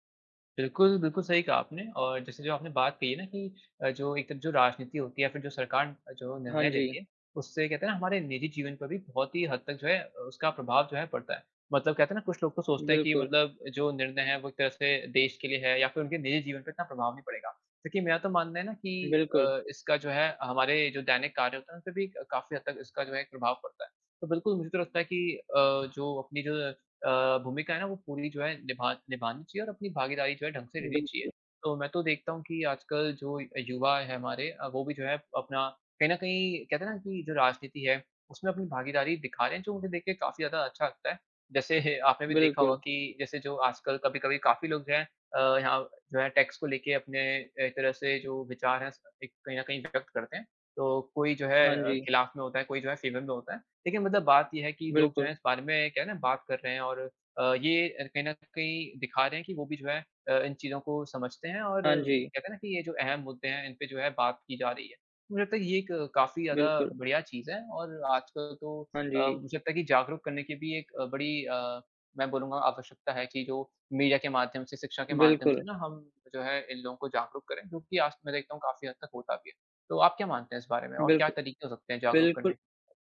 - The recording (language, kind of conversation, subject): Hindi, unstructured, राजनीति में जनता की भूमिका क्या होनी चाहिए?
- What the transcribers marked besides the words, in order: laughing while speaking: "जैसे"; in English: "फेवर"